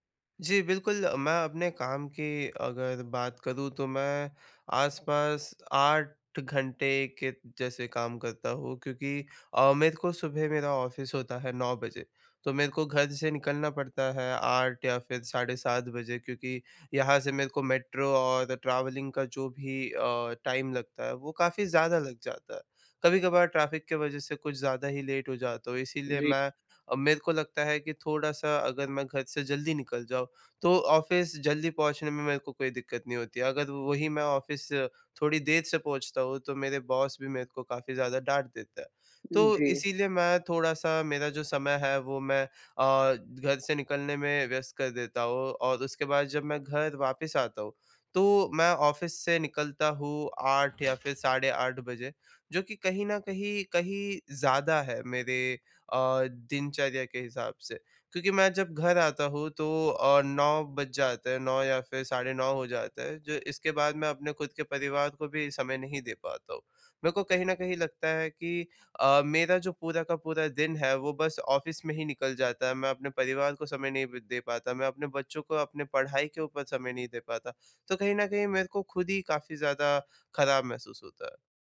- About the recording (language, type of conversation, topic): Hindi, advice, काम और स्वास्थ्य के बीच संतुलन बनाने के उपाय
- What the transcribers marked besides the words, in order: in English: "ऑफिस"; in English: "ट्रैवलिंग"; in English: "टाइम"; in English: "लेट"; in English: "ऑफिस"; in English: "ऑफिस"; in English: "बॉस"; in English: "ऑफिस"; other background noise; in English: "ऑफिस"